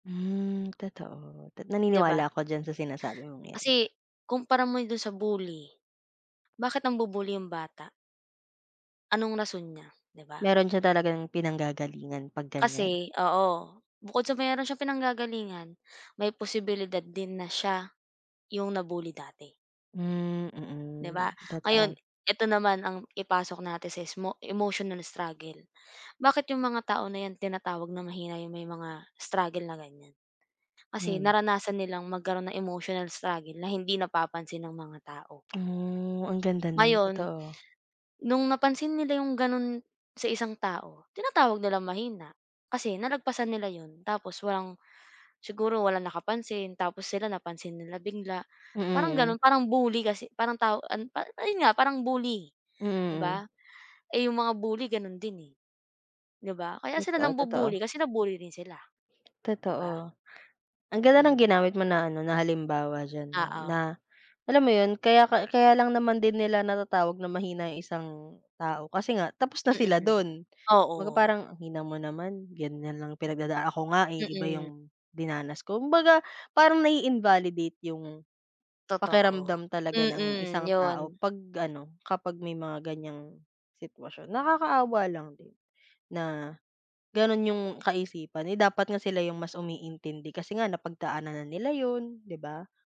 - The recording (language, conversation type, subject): Filipino, unstructured, Bakit may mga taong tinatawag na “mahina” ang mga dumaranas ng hirap sa emosyon?
- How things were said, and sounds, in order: other background noise